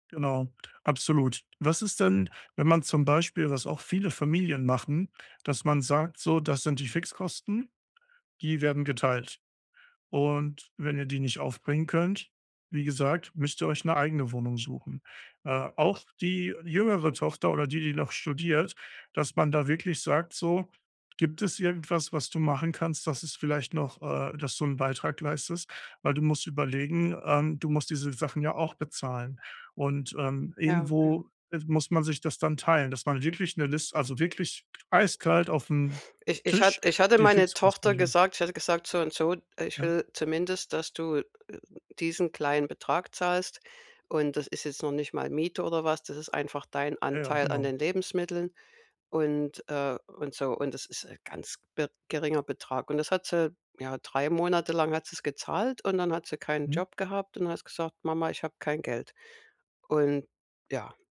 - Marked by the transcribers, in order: other noise; unintelligible speech
- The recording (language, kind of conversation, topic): German, advice, Wie kann ich tiefere Gespräche beginnen, ohne dass sich die andere Person unter Druck gesetzt fühlt?